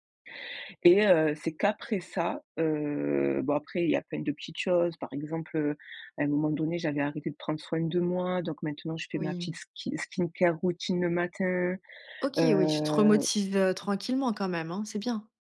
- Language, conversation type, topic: French, podcast, Quels gestes concrets aident à reprendre pied après un coup dur ?
- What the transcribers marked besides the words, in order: in English: "ski skincare routine"